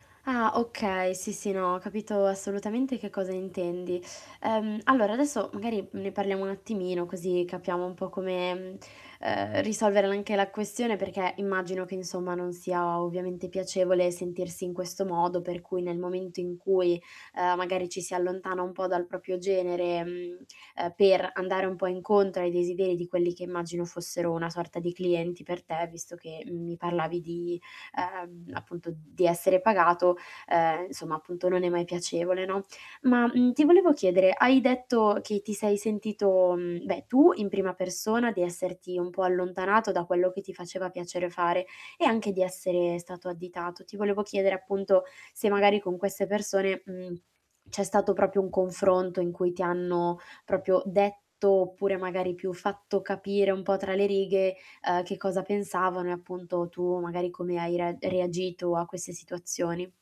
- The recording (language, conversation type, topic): Italian, advice, Come posso essere me stesso senza rischiare di allontanare le nuove conoscenze a cui vorrei piacere?
- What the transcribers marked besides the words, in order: static; swallow; "proprio" said as "propio"; "proprio" said as "propio"